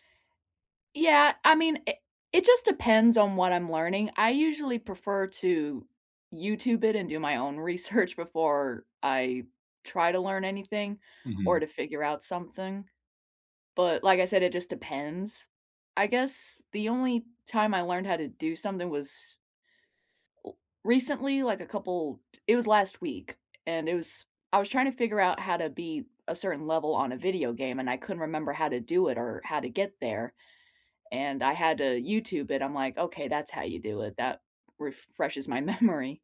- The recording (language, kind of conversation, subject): English, unstructured, What is your favorite way to learn new things?
- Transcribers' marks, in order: laughing while speaking: "research"; tapping; other background noise; laughing while speaking: "memory"